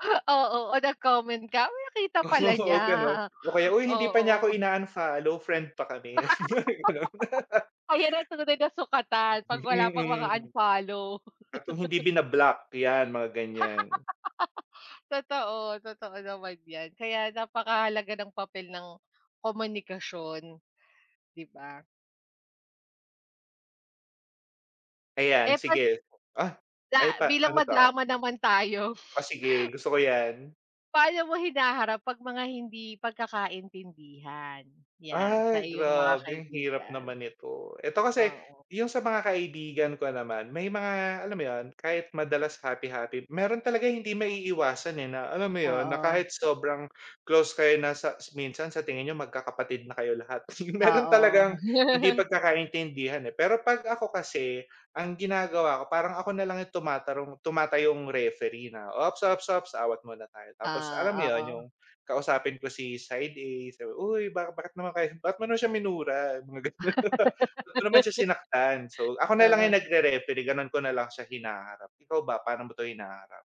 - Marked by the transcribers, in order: other background noise; laugh; laughing while speaking: "gano'n"; laugh; laugh; laugh; laughing while speaking: "gano'n"; laugh
- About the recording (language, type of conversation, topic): Filipino, unstructured, Ano ang pinakamahalaga para sa iyo sa isang pagkakaibigan?